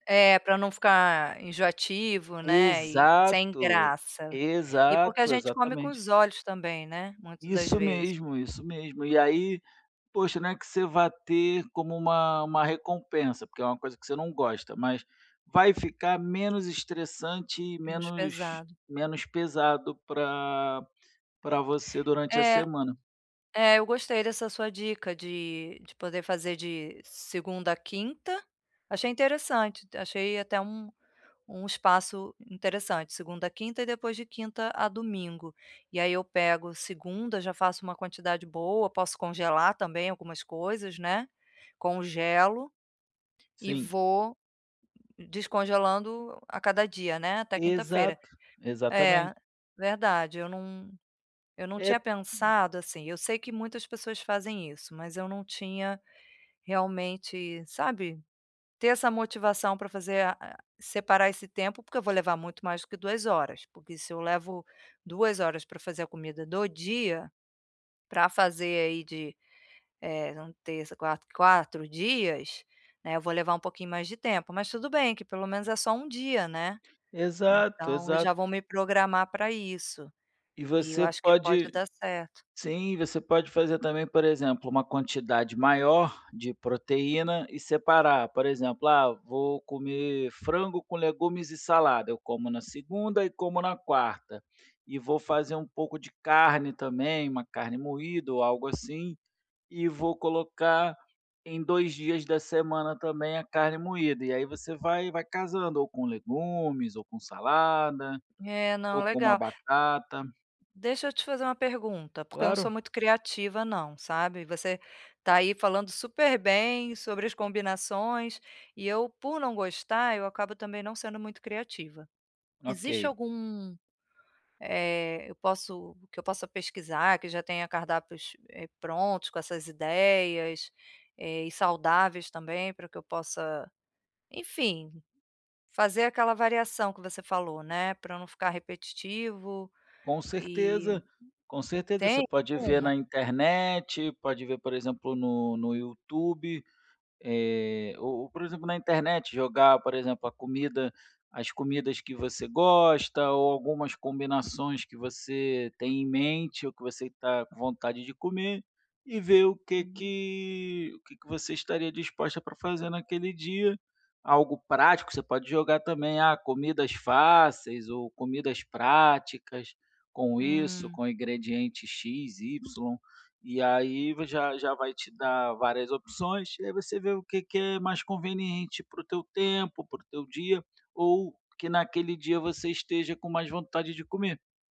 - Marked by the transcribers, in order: tapping; other background noise
- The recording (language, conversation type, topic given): Portuguese, advice, Como posso preparar refeições saudáveis em menos tempo?